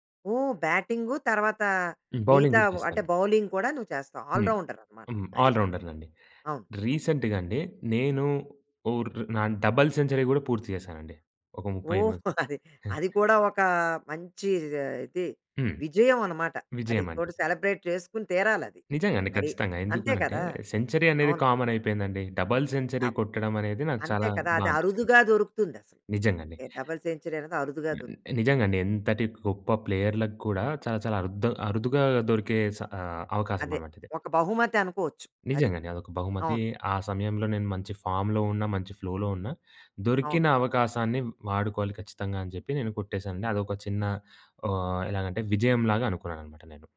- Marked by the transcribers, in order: in English: "బౌలింగ్"; in English: "బౌలింగ్"; in English: "రీసెంట్‌గా"; in English: "డబుల్ సెంచరీ"; laughing while speaking: "ఓహ్! అది"; in English: "సెలబ్రేట్"; in English: "సెంచరీ"; in English: "డబుల్ సెంచరీ"; in English: "ఏ డబుల్ సెంచరీ"; in English: "ప్లేయర్లకు"; in English: "ఫామ్‌లో"; in English: "ఫ్లోలో"
- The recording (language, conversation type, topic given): Telugu, podcast, చిన్న విజయాలను నువ్వు ఎలా జరుపుకుంటావు?